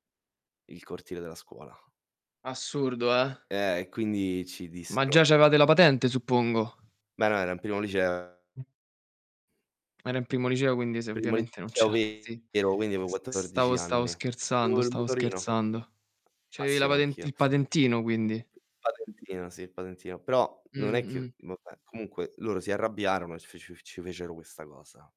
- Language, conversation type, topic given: Italian, unstructured, Hai mai sentito dire che alcuni insegnanti preferiscono alcuni studenti rispetto ad altri?
- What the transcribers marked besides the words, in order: static; distorted speech; other background noise; other noise; laughing while speaking: "a"; tapping; unintelligible speech